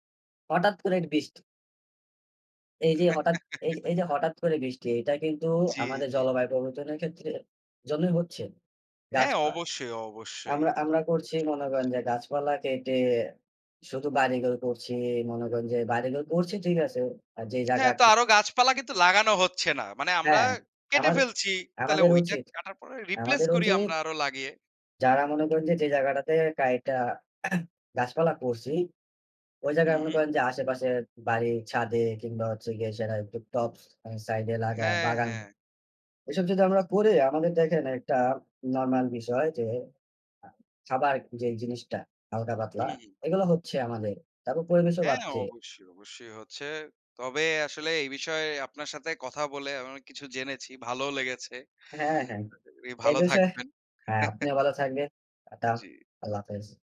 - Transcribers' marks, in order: chuckle; tapping; in English: "রিপ্লেস"; throat clearing; chuckle
- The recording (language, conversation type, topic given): Bengali, unstructured, জলবায়ু পরিবর্তন নিয়ে আপনার সবচেয়ে বড় উদ্বেগ কী?
- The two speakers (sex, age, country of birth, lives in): male, 20-24, Bangladesh, Bangladesh; male, 25-29, Bangladesh, Bangladesh